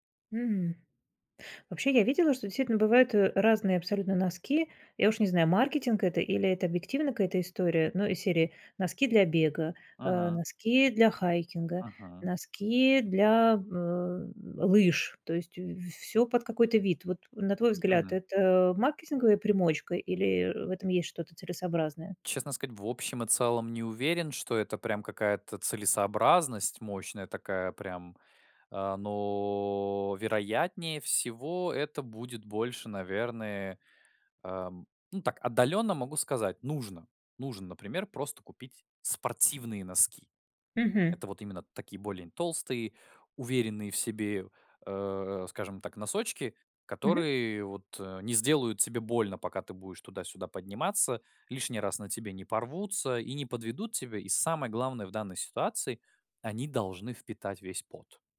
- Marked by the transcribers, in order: drawn out: "но"; stressed: "спортивные"
- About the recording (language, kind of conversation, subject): Russian, podcast, Как подготовиться к однодневному походу, чтобы всё прошло гладко?